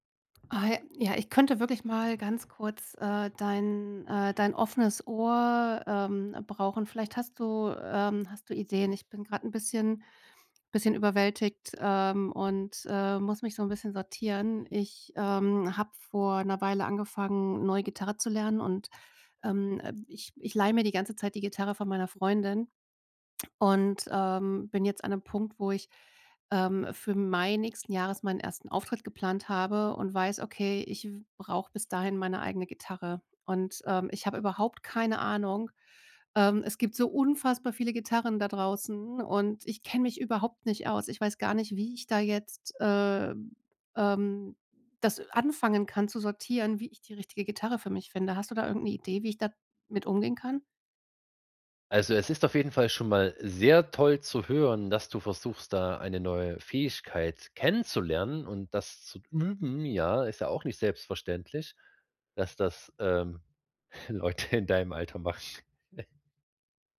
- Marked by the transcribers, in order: laughing while speaking: "Leute in deinem Alter machen"; chuckle
- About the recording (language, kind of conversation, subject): German, advice, Wie finde ich bei so vielen Kaufoptionen das richtige Produkt?